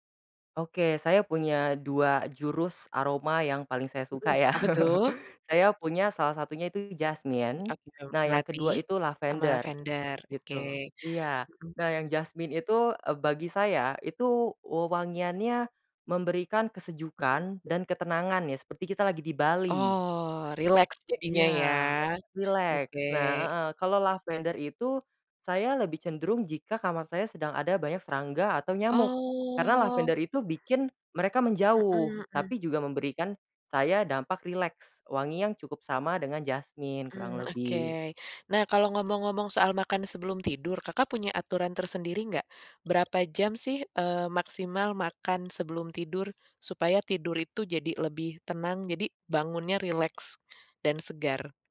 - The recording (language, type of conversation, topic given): Indonesian, podcast, Bisa ceritakan rutinitas tidur seperti apa yang membuat kamu bangun terasa segar?
- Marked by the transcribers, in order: chuckle; drawn out: "Oh"; tapping